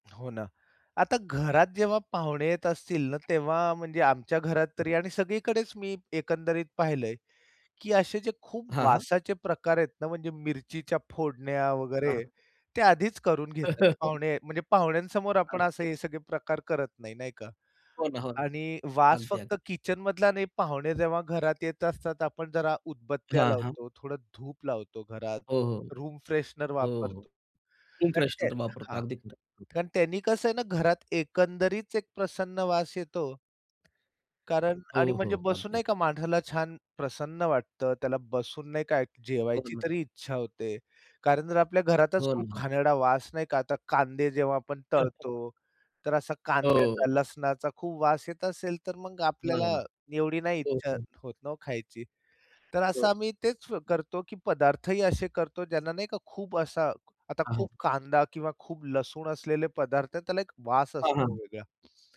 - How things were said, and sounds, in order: tapping; chuckle; unintelligible speech; other background noise; chuckle
- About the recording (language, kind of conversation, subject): Marathi, podcast, किचनमधला सुगंध तुमच्या घरातला मूड कसा बदलतो असं तुम्हाला वाटतं?